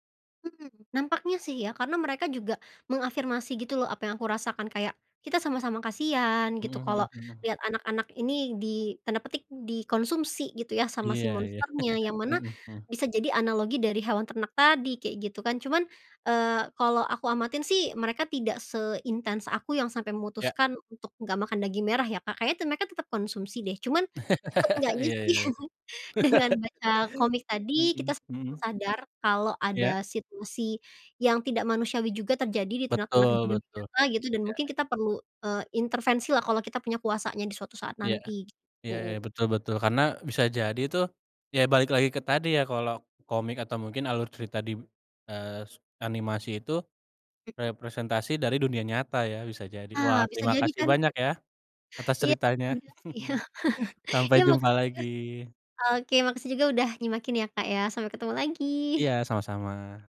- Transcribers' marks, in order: chuckle; laugh; chuckle; laughing while speaking: "sih, dengan baca"; chuckle
- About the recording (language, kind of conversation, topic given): Indonesian, podcast, Pernahkah sebuah buku mengubah cara pandangmu tentang sesuatu?